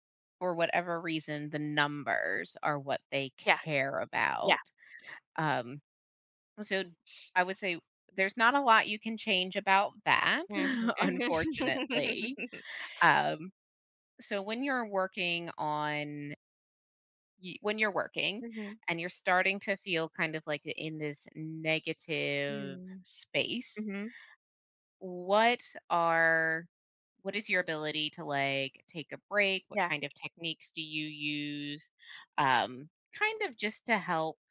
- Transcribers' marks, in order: laughing while speaking: "Mhm"; chuckle; laugh
- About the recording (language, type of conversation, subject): English, advice, How can I set boundaries at work and home?
- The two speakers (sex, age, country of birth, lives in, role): female, 40-44, United States, United States, advisor; female, 40-44, United States, United States, user